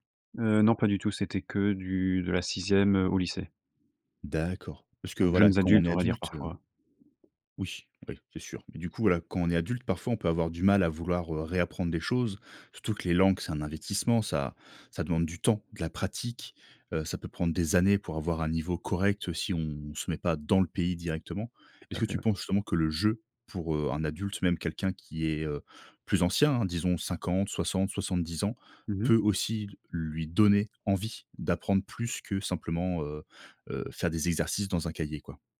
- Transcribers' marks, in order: stressed: "temps"; stressed: "années"; stressed: "correct"; stressed: "dans"; stressed: "jeu"; stressed: "donner envie"
- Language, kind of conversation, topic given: French, podcast, Comment le jeu peut-il booster l’apprentissage, selon toi ?